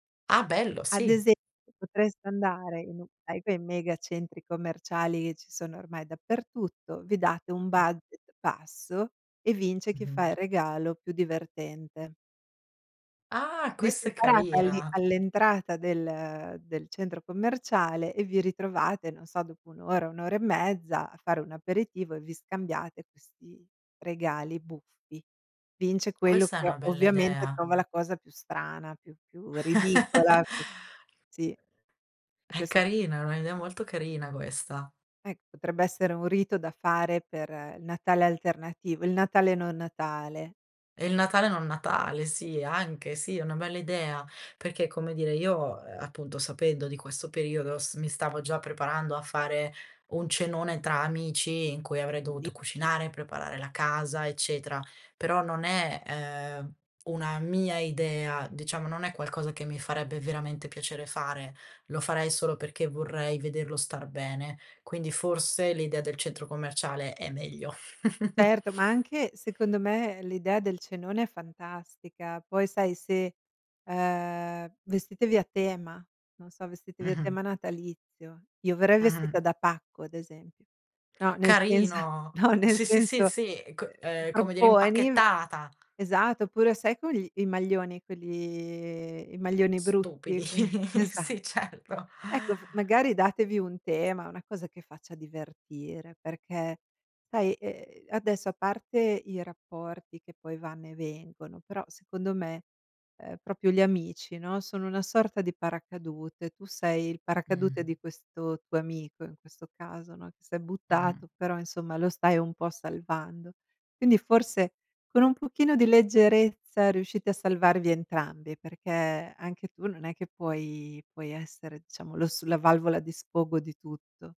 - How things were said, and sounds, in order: unintelligible speech; tapping; chuckle; other noise; unintelligible speech; chuckle; drawn out: "ehm"; drawn out: "quelli"; laughing while speaking: "Que esa"; chuckle; laughing while speaking: "sì, certo"; other background noise; "proprio" said as "propio"
- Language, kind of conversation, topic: Italian, advice, Come posso gestire la pressione di dire sempre sì alle richieste di amici e familiari?